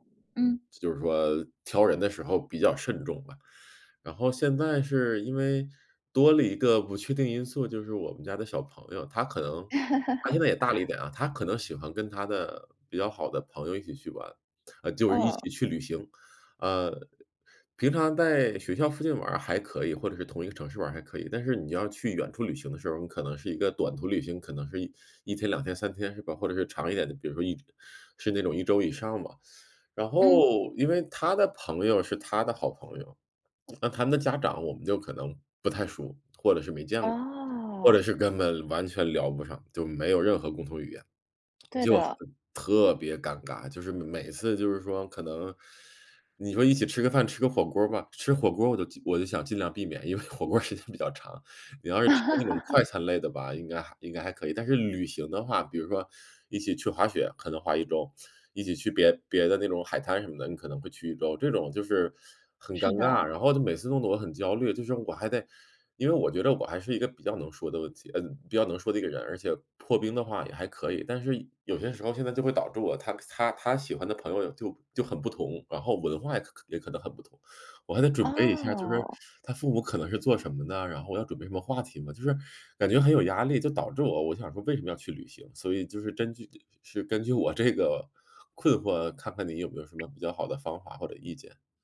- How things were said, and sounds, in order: laugh; "在" said as "待"; stressed: "特别"; laughing while speaking: "因为火锅儿时间比较长"; laugh; "根据" said as "真据"; laughing while speaking: "这个"; other background noise
- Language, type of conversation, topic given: Chinese, advice, 旅行时我很紧张，怎样才能减轻旅行压力和焦虑？